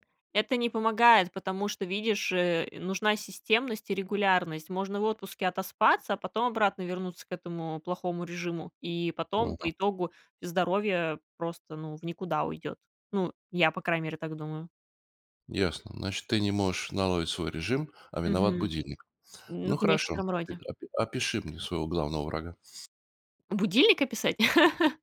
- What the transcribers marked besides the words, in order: chuckle
- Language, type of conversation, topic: Russian, podcast, Как выглядит твоя идеальная утренняя рутина?